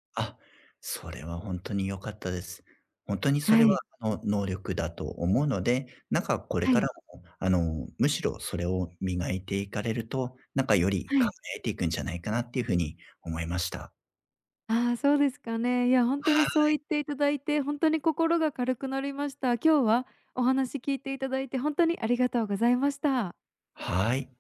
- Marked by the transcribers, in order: none
- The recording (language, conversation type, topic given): Japanese, advice, 他人の評価が気になって自分の考えを言えないとき、どうすればいいですか？